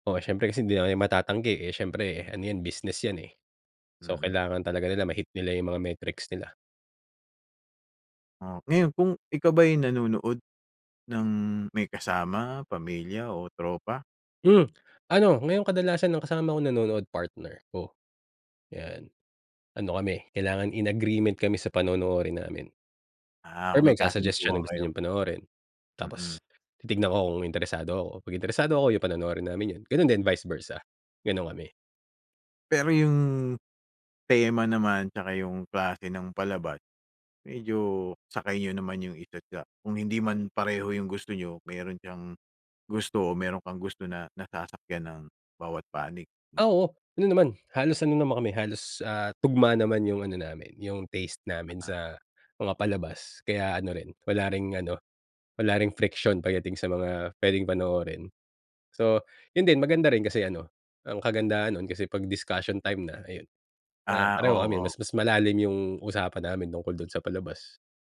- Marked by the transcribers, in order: in English: "taste"; in English: "discussion time"
- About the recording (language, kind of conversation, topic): Filipino, podcast, Paano ka pumipili ng mga palabas na papanoorin sa mga platapormang pang-estriming ngayon?